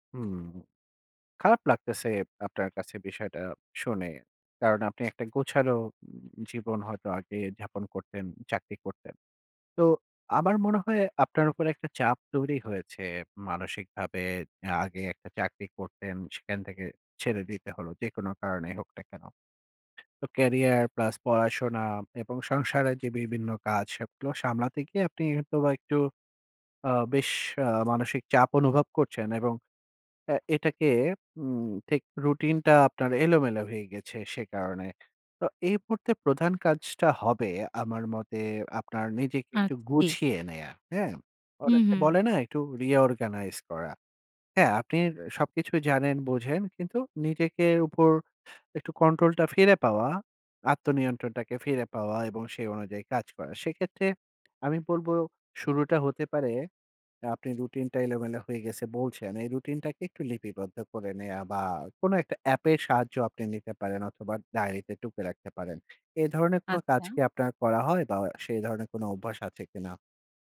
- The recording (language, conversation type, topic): Bengali, advice, ঘুমের অনিয়ম: রাতে জেগে থাকা, সকালে উঠতে না পারা
- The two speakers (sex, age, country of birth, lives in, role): female, 25-29, Bangladesh, Bangladesh, user; male, 40-44, Bangladesh, Finland, advisor
- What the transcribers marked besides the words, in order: in English: "reorganize"